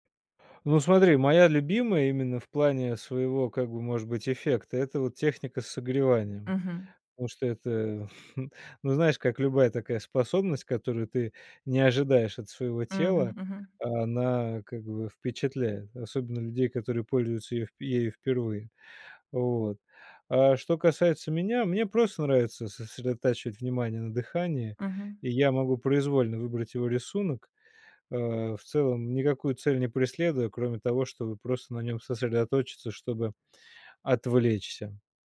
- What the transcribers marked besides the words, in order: chuckle; tapping
- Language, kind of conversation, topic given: Russian, podcast, Какие простые дыхательные практики можно делать на улице?